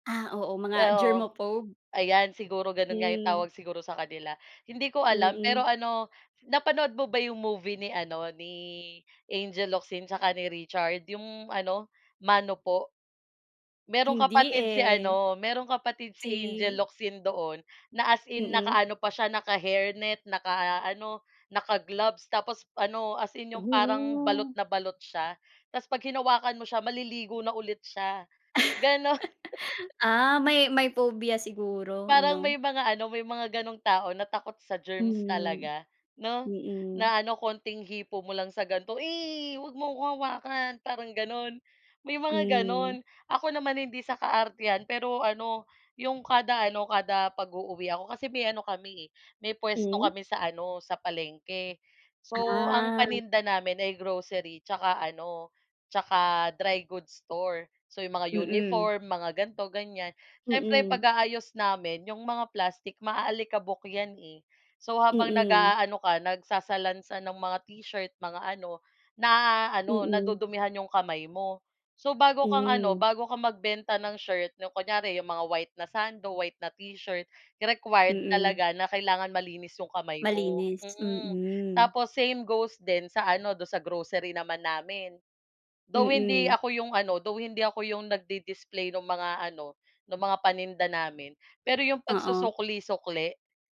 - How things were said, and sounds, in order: in English: "germophobe"; chuckle; laughing while speaking: "gano'n"; chuckle
- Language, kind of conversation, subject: Filipino, unstructured, Ano ang palagay mo sa mga taong labis na mahilig maghugas ng kamay?